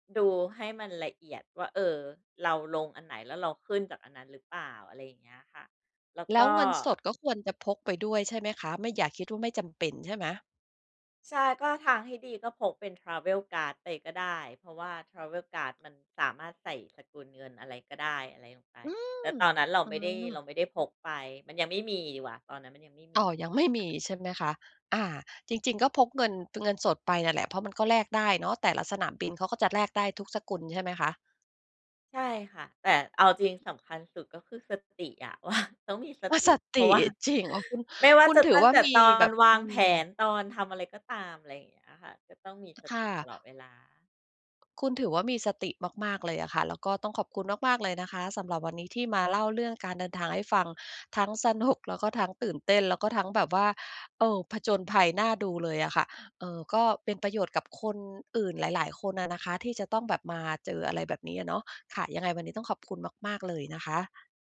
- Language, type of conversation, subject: Thai, podcast, เวลาเจอปัญหาระหว่างเดินทาง คุณรับมือยังไง?
- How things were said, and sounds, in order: in English: "Travel Card"; in English: "Travel Card"; other background noise; tapping; laughing while speaking: "ว่า"; laughing while speaking: "ว่า"; laughing while speaking: "สนุก"